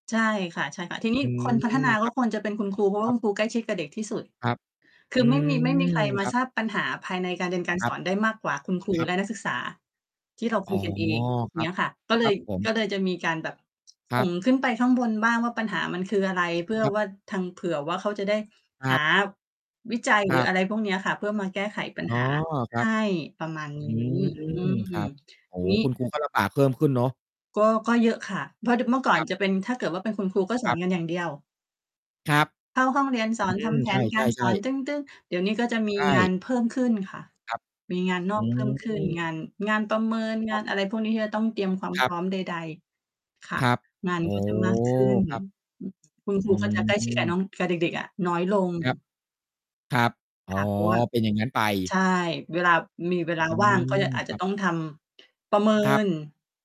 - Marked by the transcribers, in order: other background noise; mechanical hum; distorted speech
- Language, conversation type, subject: Thai, unstructured, คุณไม่พอใจกับเรื่องอะไรบ้างในระบบการศึกษาของไทย?